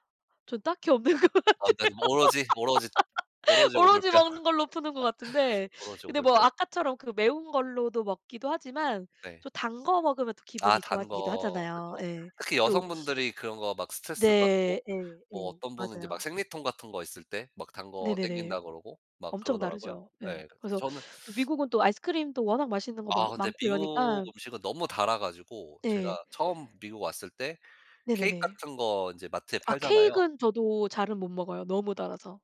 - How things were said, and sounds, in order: laughing while speaking: "것 같아요"; laugh; laugh; other background noise; teeth sucking; tapping
- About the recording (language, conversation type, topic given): Korean, unstructured, 자신만의 스트레스 해소법이 있나요?